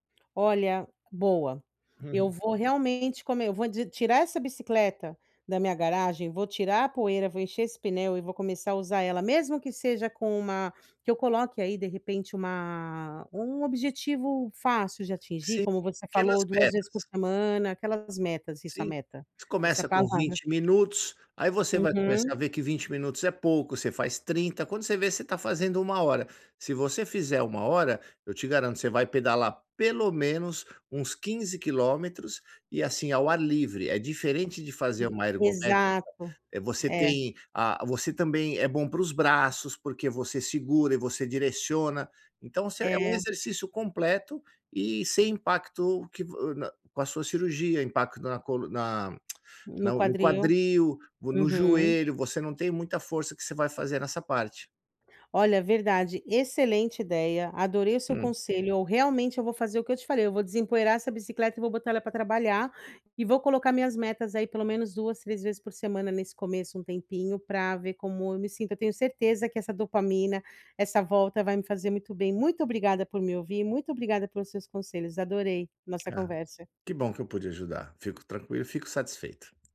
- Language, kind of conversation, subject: Portuguese, advice, Como lidar com a frustração e a ansiedade causadas por uma lesão?
- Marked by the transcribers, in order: tongue click